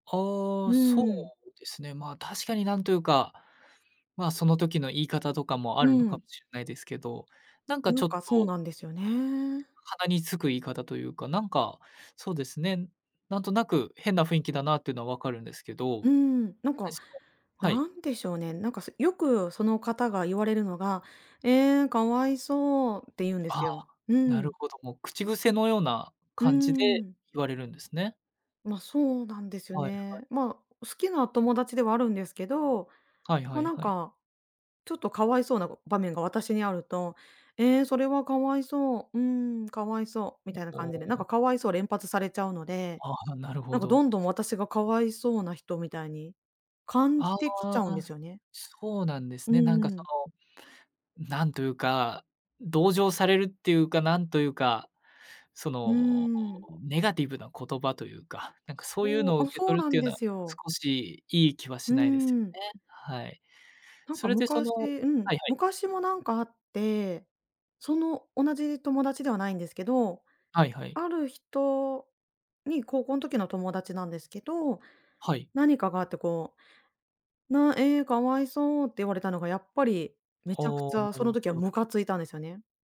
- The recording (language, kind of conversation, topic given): Japanese, advice, 友人の一言で自信を失ってしまったとき、どうすればいいですか？
- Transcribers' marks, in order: other background noise